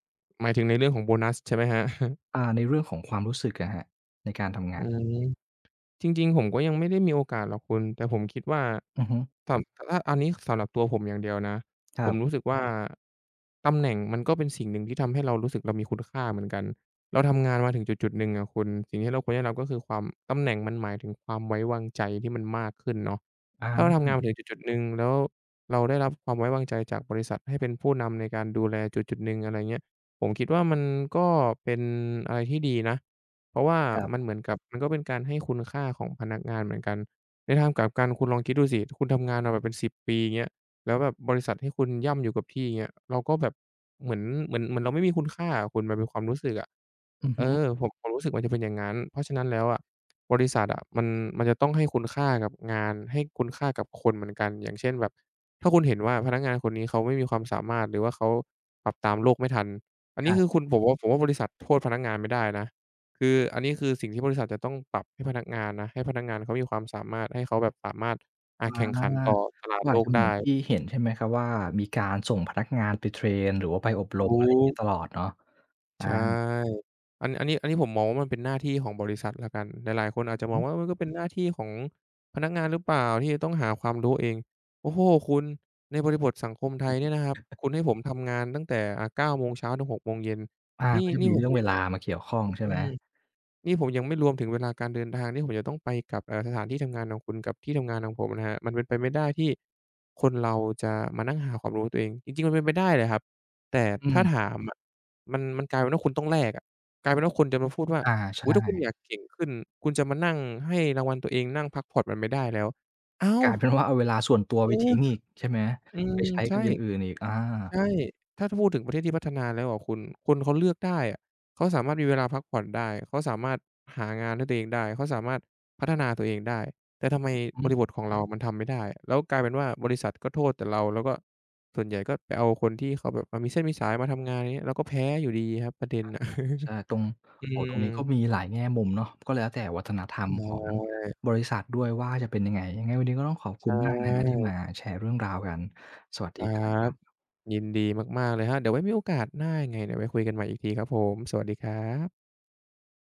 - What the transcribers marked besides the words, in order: swallow; chuckle; other background noise; tapping; lip smack; drawn out: "ถูก"; stressed: "ถูก"; drawn out: "ใช่"; inhale; chuckle; inhale; chuckle; drawn out: "อืม"; drawn out: "ใช่"; inhale; drawn out: "สวัสดีครับ"; drawn out: "ครับ"
- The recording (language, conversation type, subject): Thai, podcast, งานของคุณทำให้คุณรู้สึกว่าเป็นคนแบบไหน?